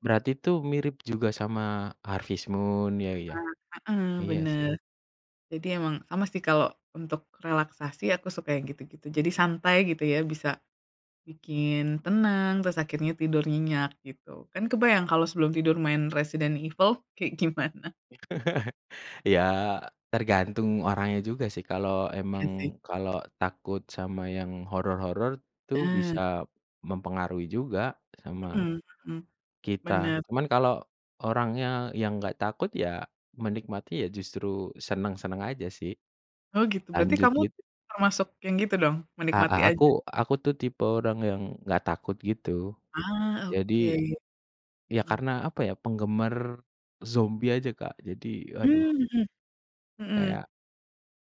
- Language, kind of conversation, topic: Indonesian, unstructured, Apa yang Anda cari dalam gim video yang bagus?
- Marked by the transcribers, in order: laughing while speaking: "gimana?"; laugh